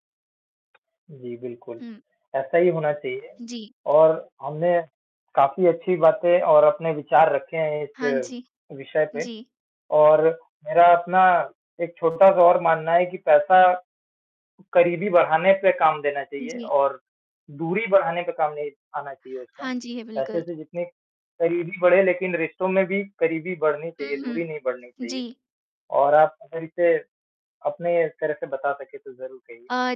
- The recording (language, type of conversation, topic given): Hindi, unstructured, अगर आपको अचानक बहुत सारा पैसा मिल जाए, तो आप क्या करना चाहेंगे?
- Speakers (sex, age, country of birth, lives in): female, 20-24, India, India; male, 25-29, India, India
- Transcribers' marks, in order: mechanical hum; static